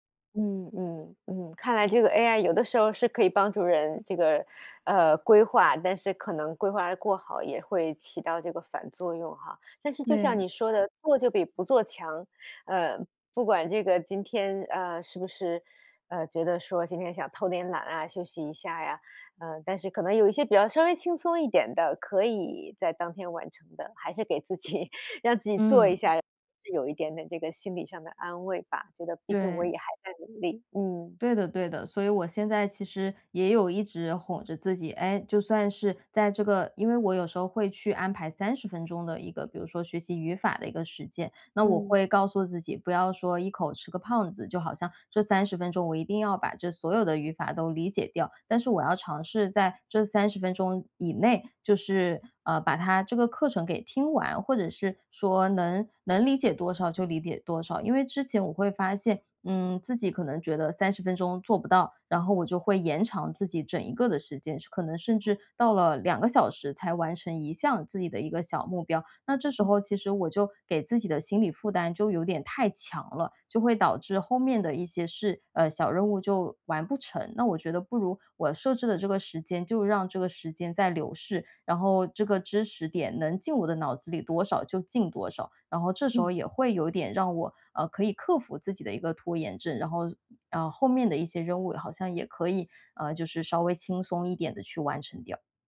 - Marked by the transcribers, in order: other background noise; laughing while speaking: "己"
- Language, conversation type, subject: Chinese, podcast, 你如何应对学习中的拖延症？